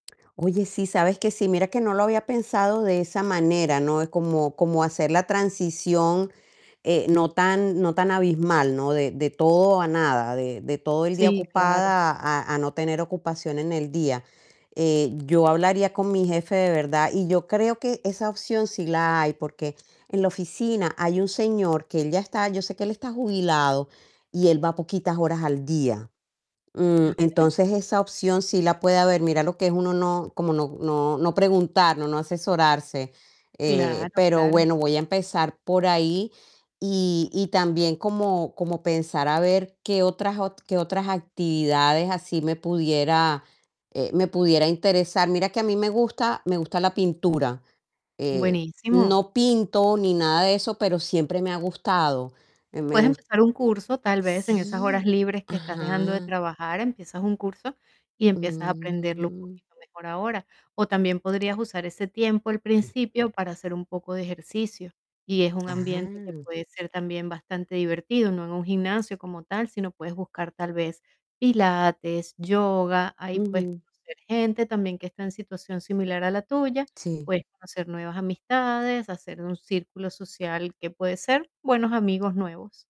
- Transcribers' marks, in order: tapping; static; distorted speech; other background noise; drawn out: "Mm"; throat clearing
- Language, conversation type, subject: Spanish, advice, ¿Estás considerando jubilarte o reducir tu jornada laboral a tiempo parcial?